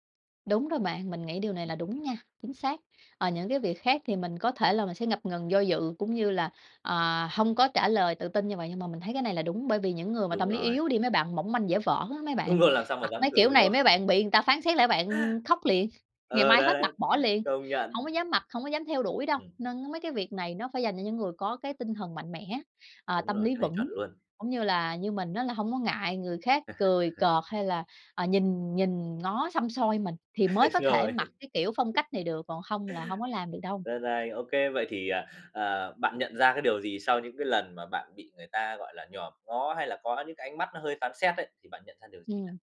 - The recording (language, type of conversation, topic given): Vietnamese, podcast, Bạn xử lý ra sao khi bị phán xét vì phong cách khác lạ?
- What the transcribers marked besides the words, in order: chuckle; laughing while speaking: "rồi"; laughing while speaking: "không?"; other background noise; chuckle; laugh; laughing while speaking: "Rồi"; horn